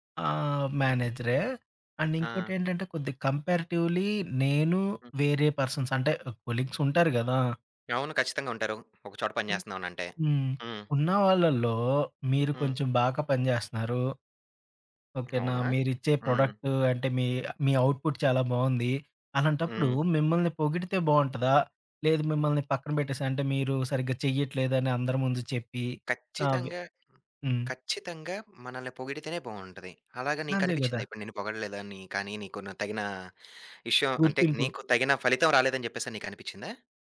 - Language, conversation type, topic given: Telugu, podcast, ఒక ఉద్యోగం నుంచి తప్పుకోవడం నీకు విజయానికి తొలి అడుగేనని అనిపిస్తుందా?
- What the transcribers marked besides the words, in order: in English: "అండ్"; in English: "కంపారేటివ్‌లీ"; in English: "పర్సన్స్"; in English: "కొలీగ్స్"; in English: "ప్రొడక్ట్"; in English: "అవుట్‌పుట్"; other background noise